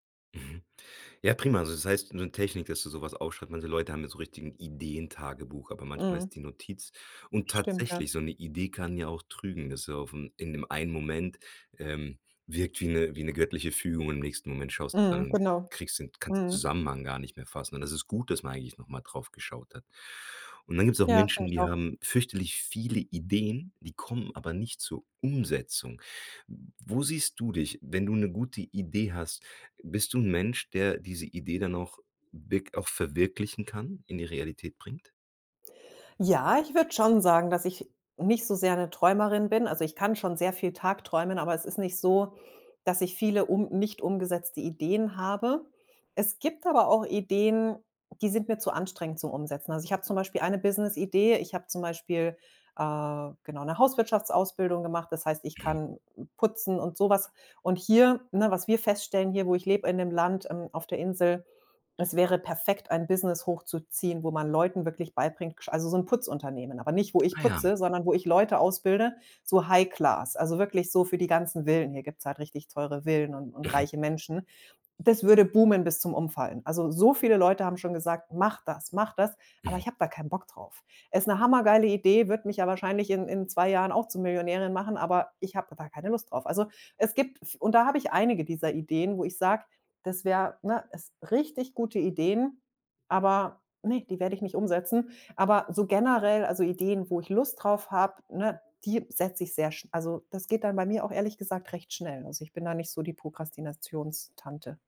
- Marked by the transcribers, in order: stressed: "Umsetzung"; stressed: "Ja"
- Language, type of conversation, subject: German, podcast, Wie entsteht bei dir normalerweise die erste Idee?